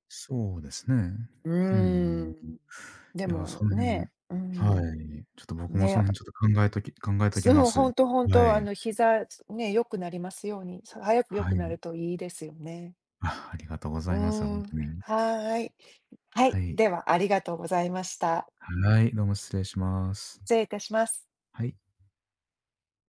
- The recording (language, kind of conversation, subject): Japanese, unstructured, 怪我で運動ができなくなったら、どんな気持ちになりますか？
- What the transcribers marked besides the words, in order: none